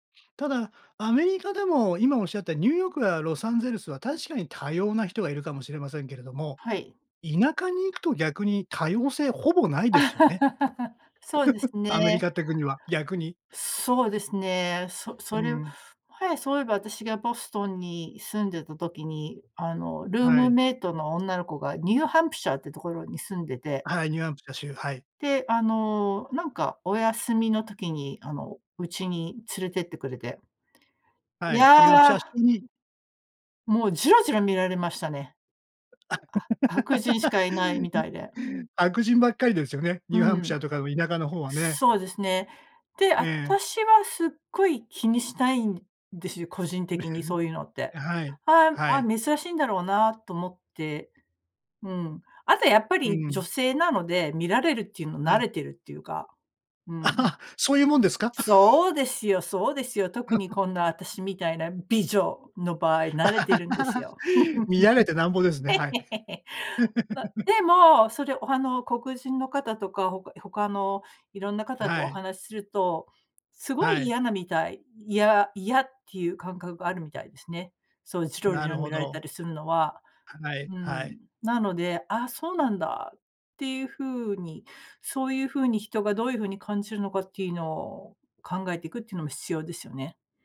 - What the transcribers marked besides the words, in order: laugh; "ニューハンプシャー州" said as "ニューアンプシャ州"; "ニューハンプシャー州" said as "ニューアンプシャー州"; laugh; other noise; laugh; laugh; stressed: "美女"; laugh; laugh
- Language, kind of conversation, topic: Japanese, podcast, 多様な人が一緒に暮らすには何が大切ですか？